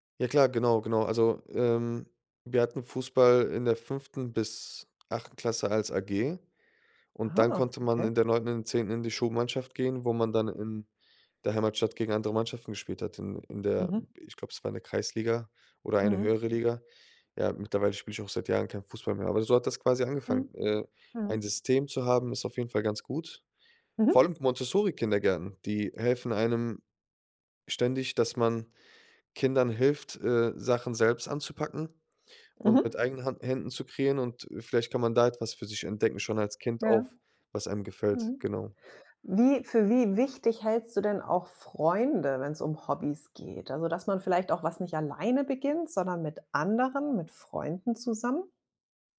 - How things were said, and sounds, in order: other background noise; stressed: "anderen"
- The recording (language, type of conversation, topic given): German, podcast, Was würdest du jemandem raten, der kein Hobby hat?